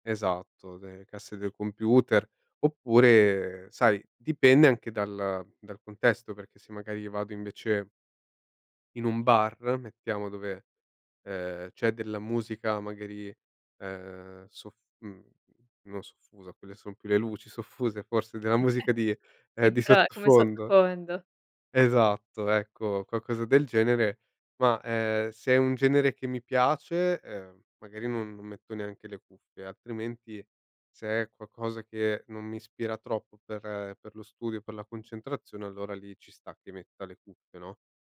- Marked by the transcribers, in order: drawn out: "oppure"; unintelligible speech
- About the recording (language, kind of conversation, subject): Italian, podcast, Come usi la musica per aiutarti a concentrarti?